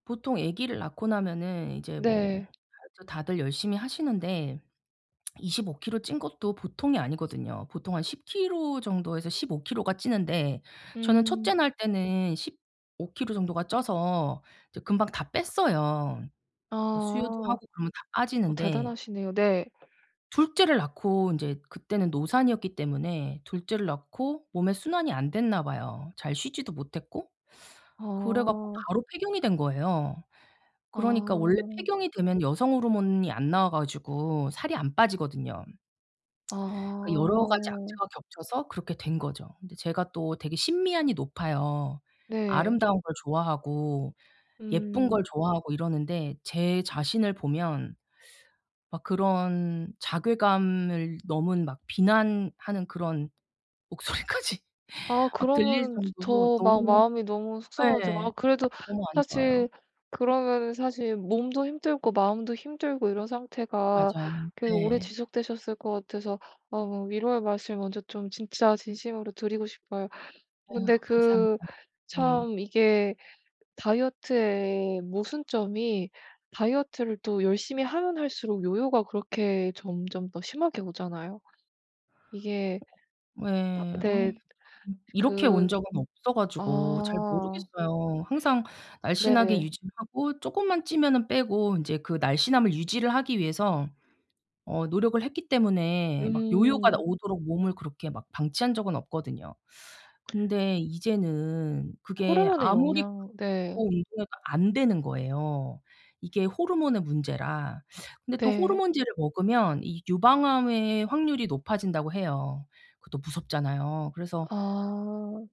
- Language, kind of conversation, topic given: Korean, advice, 엄격한 다이어트 후 요요가 왔을 때 자책을 줄이려면 어떻게 해야 하나요?
- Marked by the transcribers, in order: tapping; laughing while speaking: "목소리까지"; other background noise; unintelligible speech